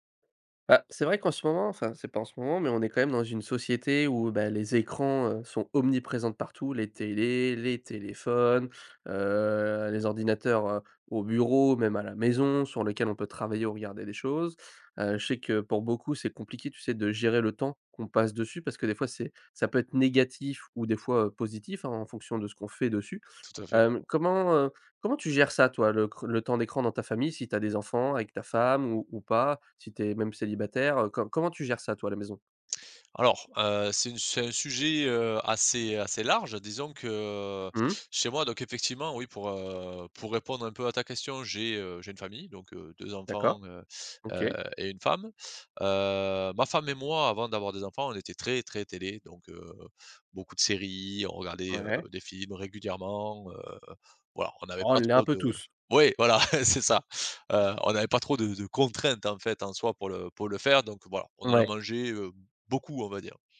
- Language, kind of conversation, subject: French, podcast, Comment gères-tu le temps d’écran en famille ?
- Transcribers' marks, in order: drawn out: "heu"; stressed: "négatif"; stressed: "fait"; stressed: "large"; drawn out: "que"; stressed: "très, très"; chuckle; other background noise; stressed: "contraintes"